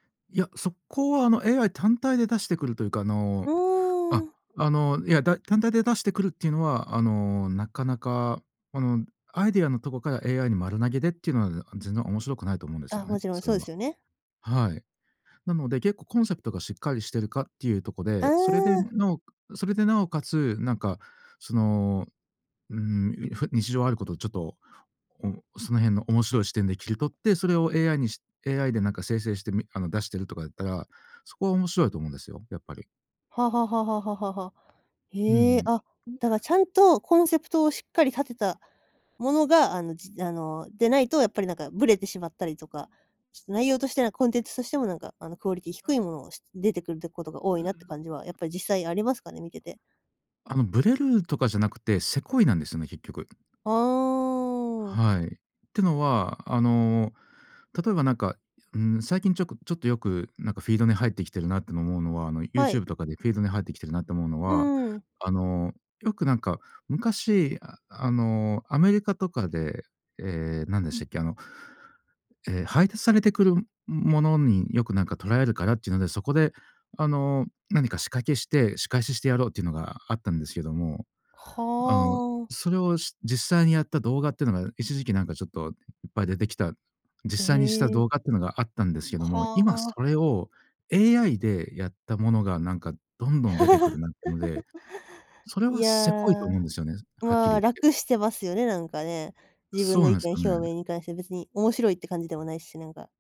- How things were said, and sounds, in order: tapping; in English: "コンセプト"; in English: "コンセプト"; in English: "コンテンツ"; in English: "クオリティ"; drawn out: "ああ"; in English: "フィード"; in English: "フィード"; laugh
- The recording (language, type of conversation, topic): Japanese, podcast, AIやCGのインフルエンサーをどう感じますか？